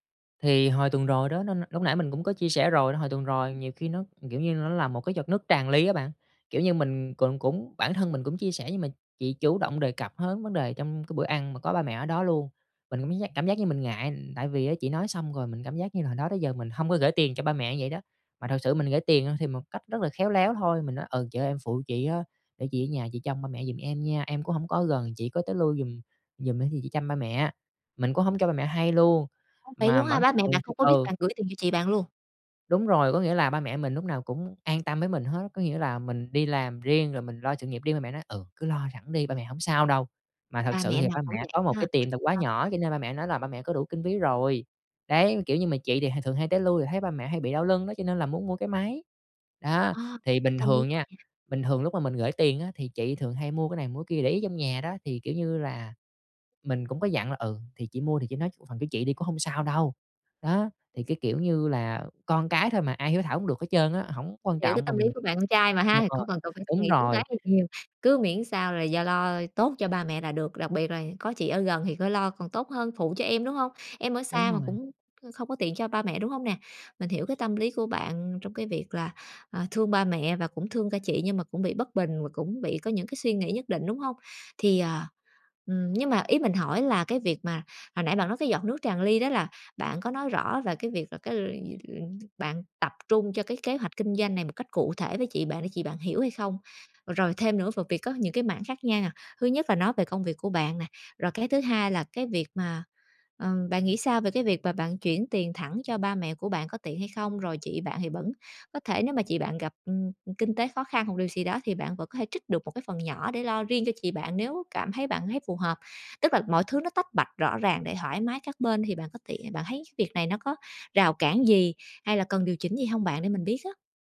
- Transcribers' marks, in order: other background noise; tapping
- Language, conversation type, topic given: Vietnamese, advice, Làm sao để nói chuyện khi xảy ra xung đột về tiền bạc trong gia đình?